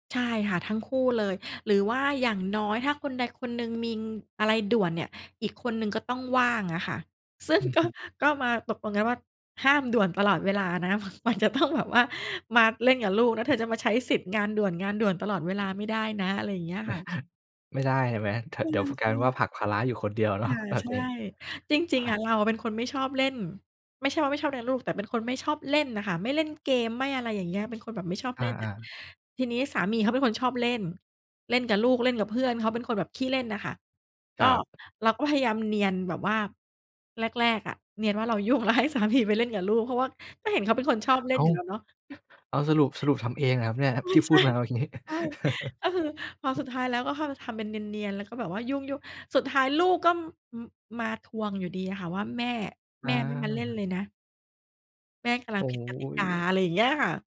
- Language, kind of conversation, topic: Thai, podcast, คุณตั้งขอบเขตกับคนที่บ้านอย่างไรเมื่อจำเป็นต้องทำงานที่บ้าน?
- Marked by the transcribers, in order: laughing while speaking: "ซึ่งก็"; tapping; laughing while speaking: "ม มันจะ"; other background noise; chuckle; other noise; laughing while speaking: "ยุ่ง แล้วให้สามี"; chuckle; laughing while speaking: "กี้"; chuckle; "กำลัง" said as "กะลัง"